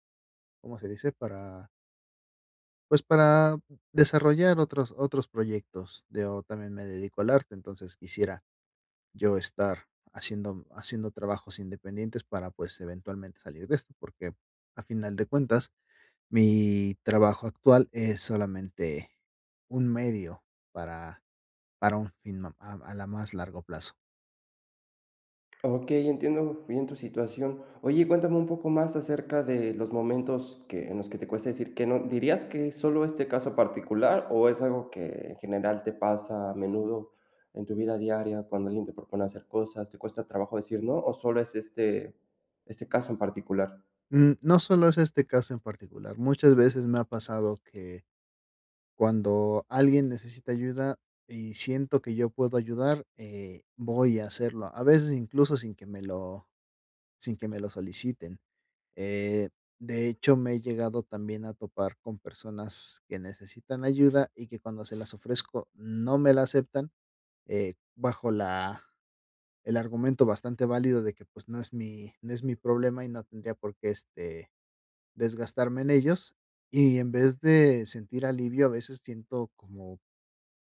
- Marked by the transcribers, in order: none
- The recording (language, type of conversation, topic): Spanish, advice, ¿Cómo puedo aprender a decir no y evitar distracciones?